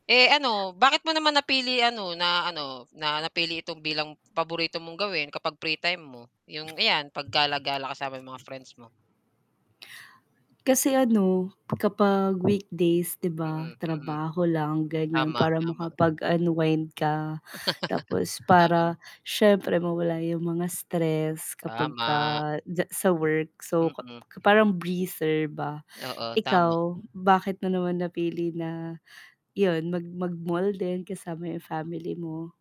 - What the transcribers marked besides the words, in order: other background noise; chuckle; tapping
- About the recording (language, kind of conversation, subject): Filipino, unstructured, Ano ang paborito mong gawin kapag may libreng oras ka?